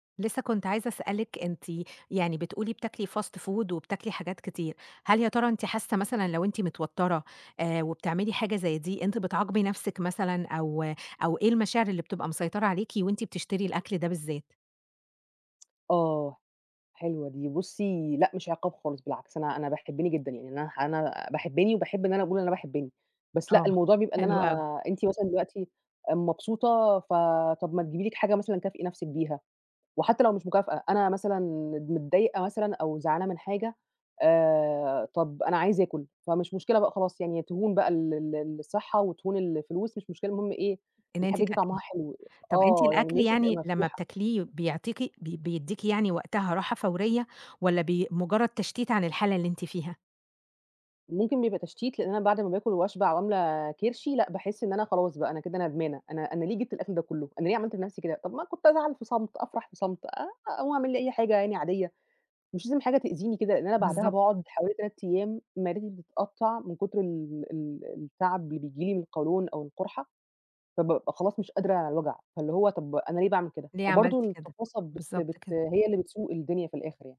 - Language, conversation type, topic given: Arabic, advice, ليه باكل كتير لما ببقى متوتر أو زعلان؟
- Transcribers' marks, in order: in English: "fast food"; tapping; laughing while speaking: "حلو أوي"